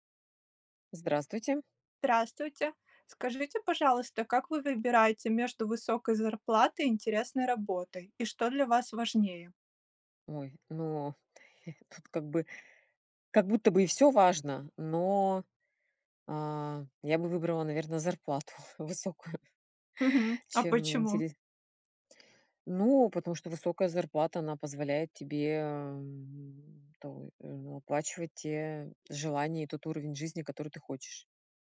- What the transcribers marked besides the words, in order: chuckle; laughing while speaking: "высокую"
- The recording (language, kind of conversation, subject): Russian, unstructured, Как вы выбираете между высокой зарплатой и интересной работой?